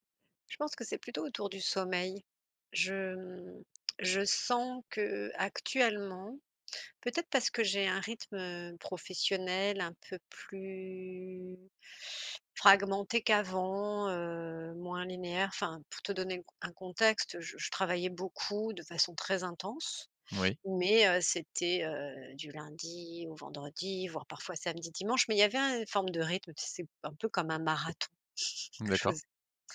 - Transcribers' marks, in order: drawn out: "plus"; tapping; chuckle
- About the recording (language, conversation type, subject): French, advice, Comment améliorer ma récupération et gérer la fatigue pour dépasser un plateau de performance ?